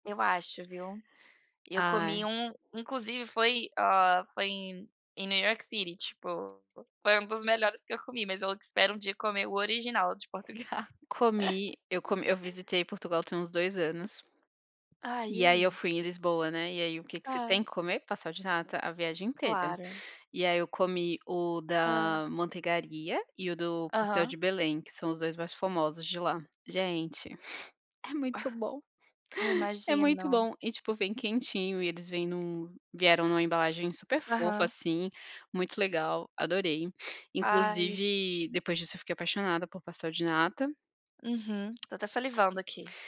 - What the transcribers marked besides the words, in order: tapping; put-on voice: "New York City"; chuckle; chuckle
- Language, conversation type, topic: Portuguese, unstructured, Qual comida te lembra a sua infância?